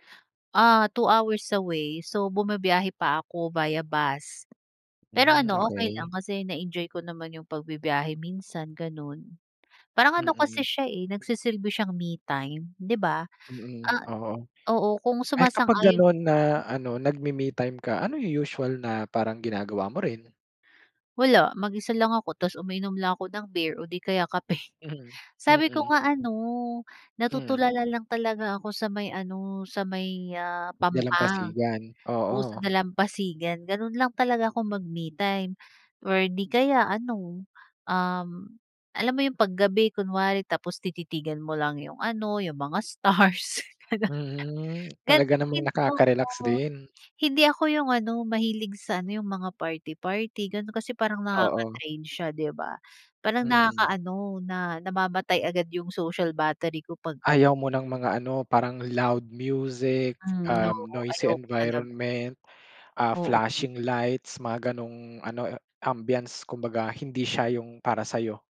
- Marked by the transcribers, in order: tapping; other background noise; chuckle; laughing while speaking: "stars, gano'n"; unintelligible speech; wind; unintelligible speech
- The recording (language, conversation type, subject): Filipino, podcast, Anong simpleng nakagawian ang may pinakamalaking epekto sa iyo?
- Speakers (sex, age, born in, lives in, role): female, 30-34, Philippines, Philippines, guest; male, 25-29, Philippines, Philippines, host